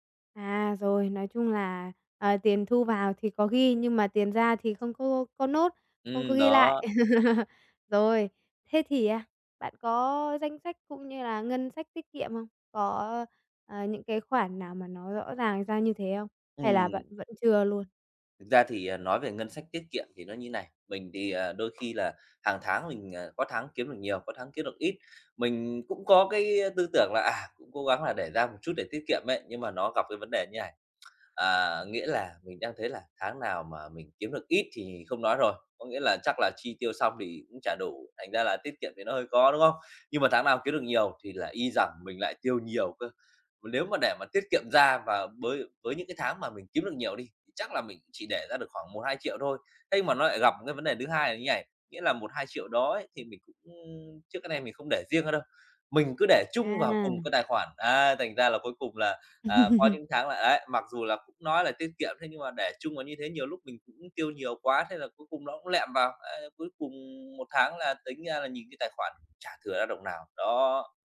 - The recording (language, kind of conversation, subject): Vietnamese, advice, Làm thế nào để đối phó với lo lắng về tiền bạc khi bạn không biết bắt đầu từ đâu?
- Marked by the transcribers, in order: tapping; in English: "note"; laugh; other background noise; laugh